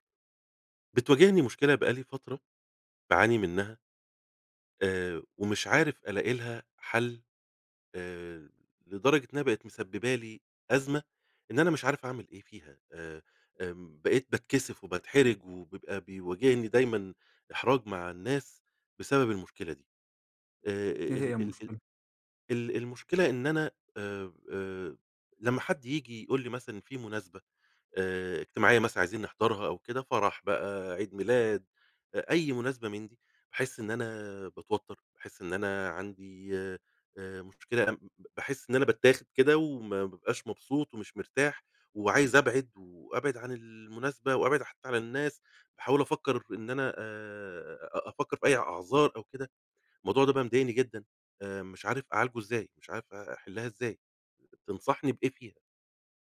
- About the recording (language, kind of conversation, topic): Arabic, advice, إزاي أتعامل مع الضغط عليّا عشان أشارك في المناسبات الاجتماعية؟
- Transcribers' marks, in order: none